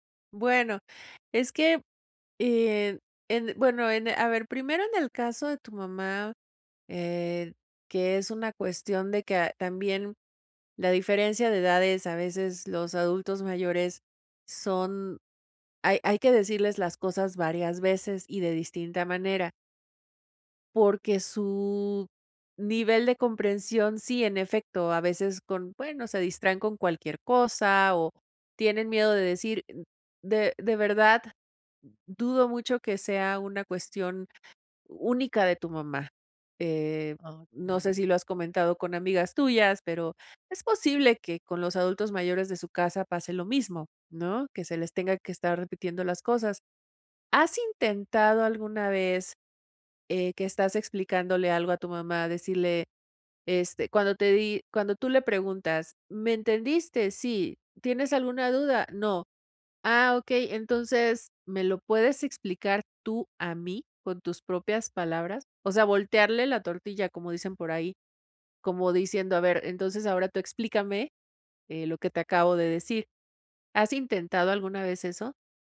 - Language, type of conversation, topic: Spanish, advice, ¿Qué puedo hacer para expresar mis ideas con claridad al hablar en público?
- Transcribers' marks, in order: none